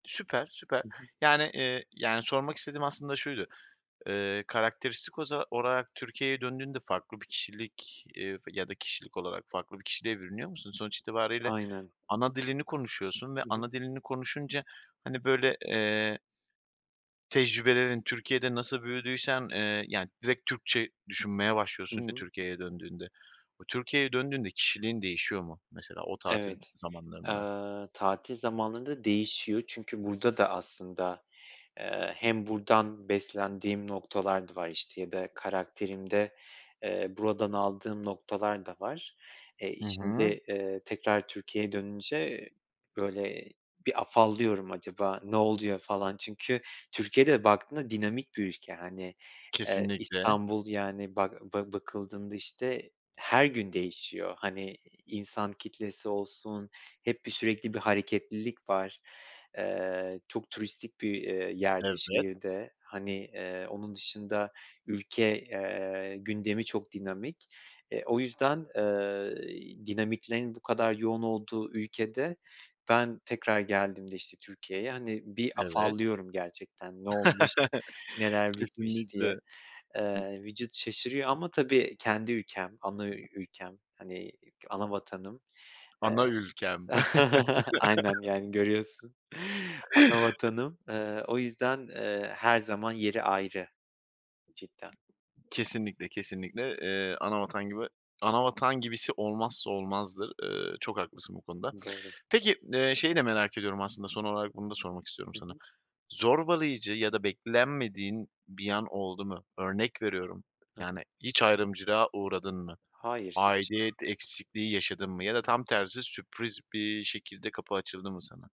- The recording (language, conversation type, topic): Turkish, podcast, Göç deneyimin kimliğini nasıl değiştirdi, benimle paylaşır mısın?
- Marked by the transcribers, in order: tapping; other background noise; laugh; chuckle; laugh